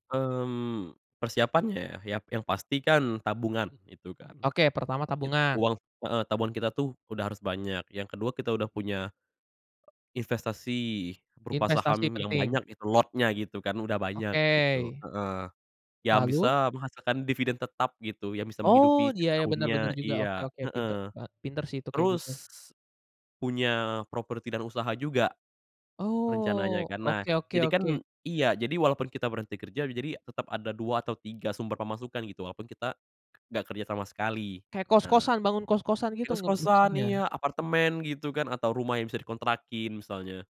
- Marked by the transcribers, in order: tapping
- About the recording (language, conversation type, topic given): Indonesian, podcast, Bagaimana kamu memutuskan antara stabilitas dan mengikuti panggilan hati?